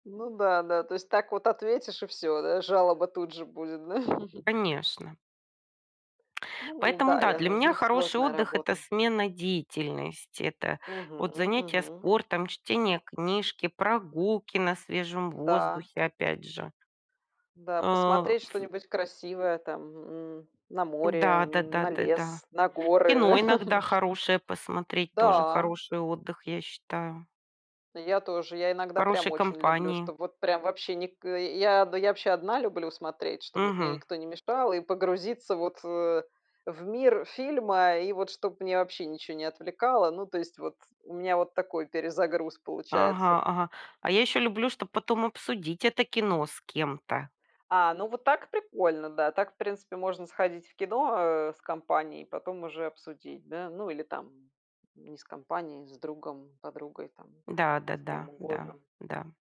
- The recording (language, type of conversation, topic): Russian, unstructured, Как вы находите баланс между работой и отдыхом?
- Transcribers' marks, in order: laughing while speaking: "Да?"; chuckle; tapping; chuckle